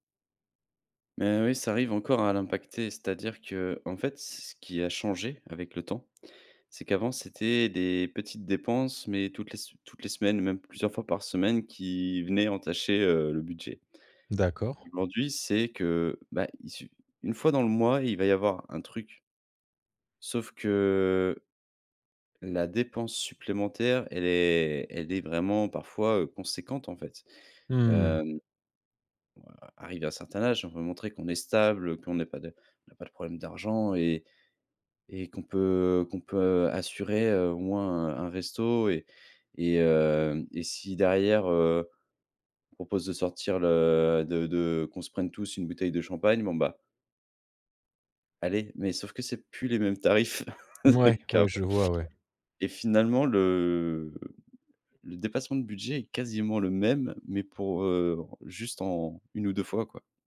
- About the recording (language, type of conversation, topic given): French, advice, Comment éviter que la pression sociale n’influence mes dépenses et ne me pousse à trop dépenser ?
- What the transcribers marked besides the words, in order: drawn out: "que"; laugh; laughing while speaking: "qu'avant"; drawn out: "le"